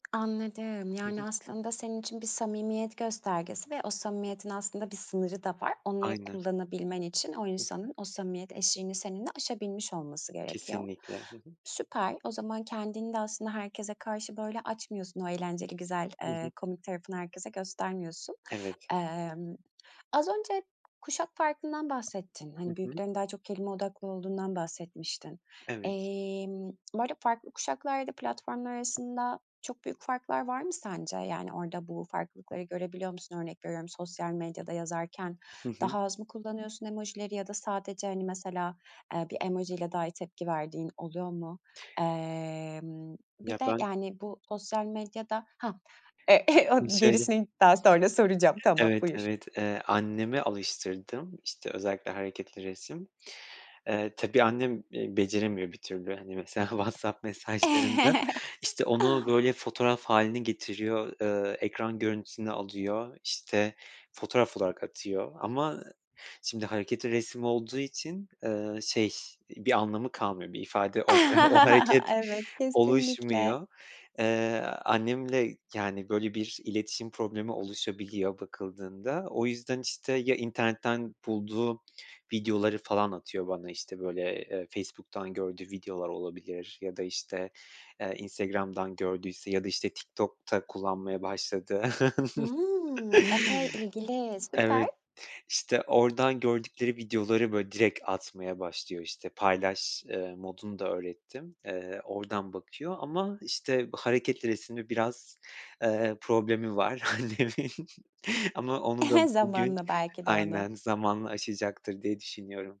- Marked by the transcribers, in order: tapping; other background noise; chuckle; chuckle; laughing while speaking: "WhatsApp"; chuckle; laughing while speaking: "o"; chuckle; laughing while speaking: "annemin"; chuckle
- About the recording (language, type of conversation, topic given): Turkish, podcast, Emoji, GIF ve etiketleri günlük iletişiminde nasıl ve neye göre kullanırsın?